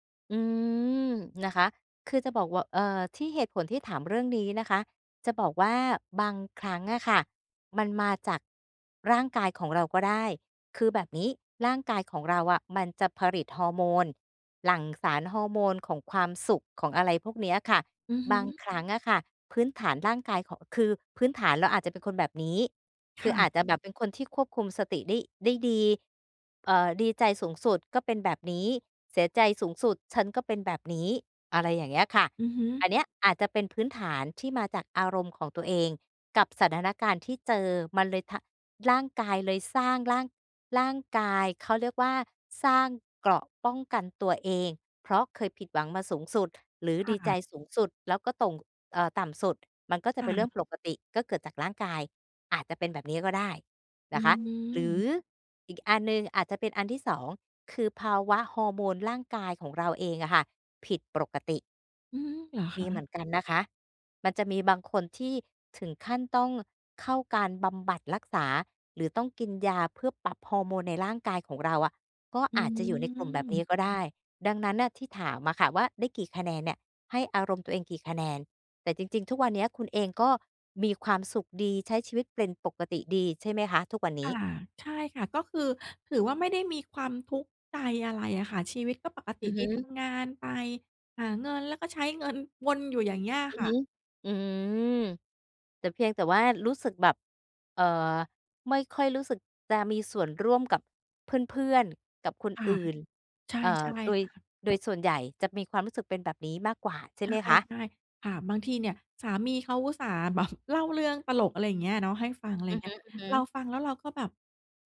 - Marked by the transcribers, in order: other background noise; tapping; laughing while speaking: "เงิน"; laughing while speaking: "แบบ"
- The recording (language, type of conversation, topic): Thai, advice, ทำไมฉันถึงรู้สึกชาทางอารมณ์ ไม่มีความสุข และไม่ค่อยรู้สึกผูกพันกับคนอื่น?